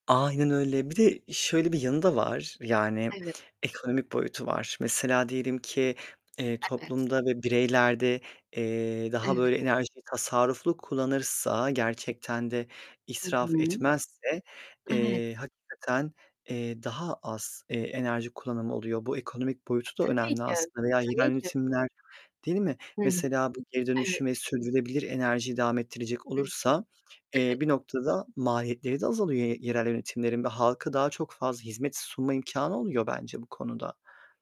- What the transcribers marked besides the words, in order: other background noise; distorted speech; static
- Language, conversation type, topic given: Turkish, unstructured, Çevre bilinci toplum yaşamını nasıl etkiler?